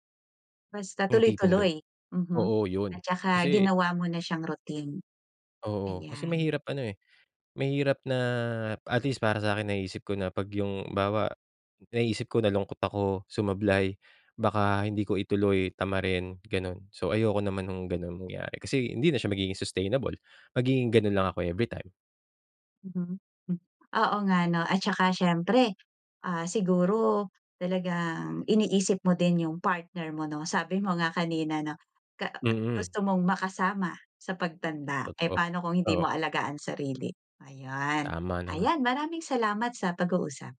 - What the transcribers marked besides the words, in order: tapping
- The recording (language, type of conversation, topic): Filipino, podcast, Ano ang unang ginawa mo nang mapagtanto mong kailangan mo nang magbago?